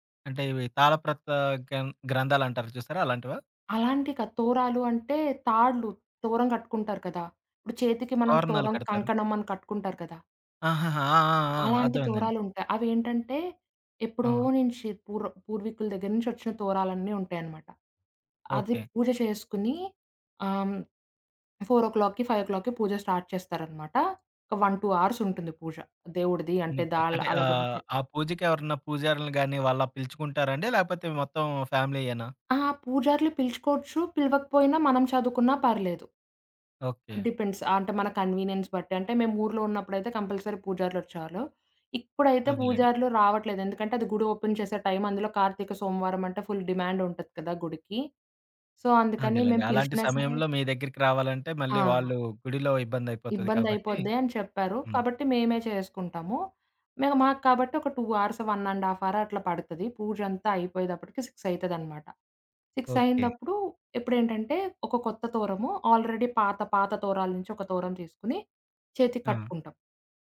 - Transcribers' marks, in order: tapping; in English: "ఫోర్ ఓ క్లాక్‌కి ఫైవ్ ఓ క్లాక్‌కి"; in English: "స్టార్ట్"; in English: "వన్ టూ హార్స్"; in English: "డిపెండ్స్"; in English: "కన్వీనియన్స్"; in English: "కంపల్సరీ"; in English: "ఓపెన్"; in English: "ఫుల్ డిమాండ్"; in English: "సో"; in English: "టూ ఆర్స్, వన్ అండ్ హాఫ్ హార్"; in English: "ఆల్రెడీ"
- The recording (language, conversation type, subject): Telugu, podcast, మీ కుటుంబ సంప్రదాయాల్లో మీకు అత్యంత ఇష్టమైన సంప్రదాయం ఏది?